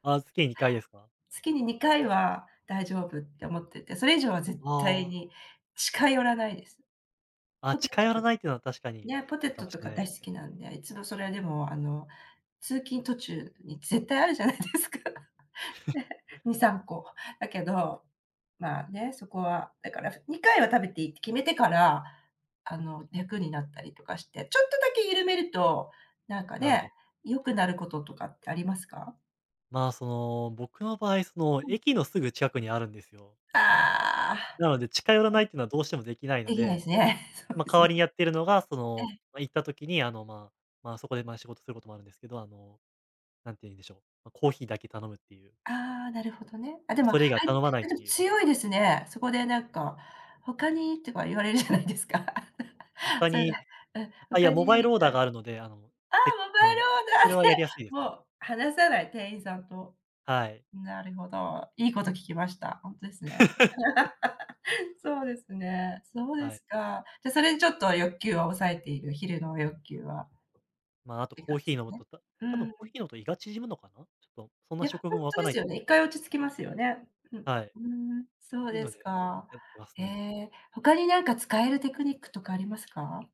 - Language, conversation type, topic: Japanese, podcast, 目先の快楽に負けそうなとき、我慢するコツはありますか？
- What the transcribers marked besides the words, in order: laughing while speaking: "絶対あるじゃないですか"; laugh; unintelligible speech; other noise; laughing while speaking: "他にとか言われるじゃないですか"; joyful: "ああ、モバイルオーダーで"; laugh